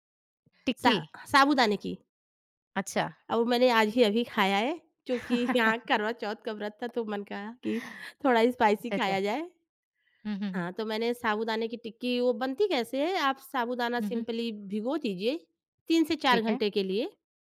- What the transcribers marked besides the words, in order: chuckle; other background noise; laughing while speaking: "यहाँ"; in English: "स्पाइसी"; in English: "सिम्पली"
- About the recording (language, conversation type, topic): Hindi, podcast, बचे हुए खाने को आप किस तरह नए व्यंजन में बदलते हैं?